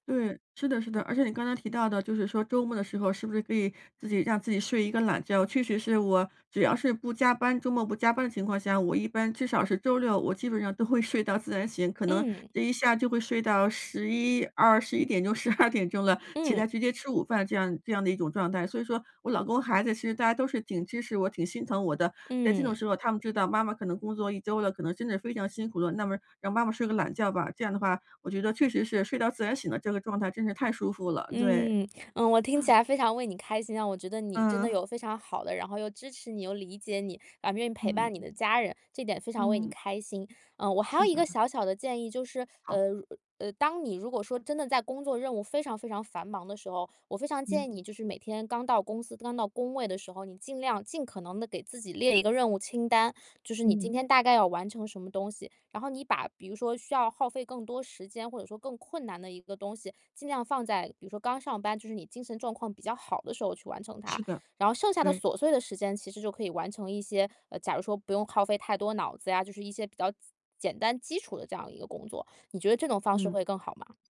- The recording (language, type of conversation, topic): Chinese, advice, 长时间工作时如何避免精力中断和分心？
- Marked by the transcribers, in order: laughing while speaking: "十二 点钟"; other background noise